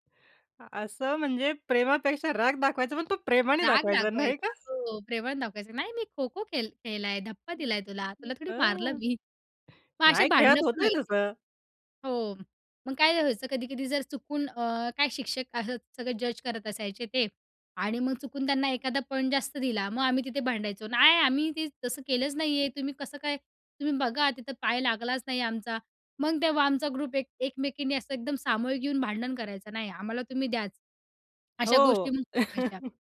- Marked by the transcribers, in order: other noise; joyful: "अ, असं म्हणजे प्रेमापेक्षा राग दाखवायचा पण तो प्रेमाने दाखवायचा नाही का?"; other background noise; in English: "ग्रुप"; chuckle
- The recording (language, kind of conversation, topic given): Marathi, podcast, शाळेतली कोणती सामूहिक आठवण तुम्हाला आजही आठवते?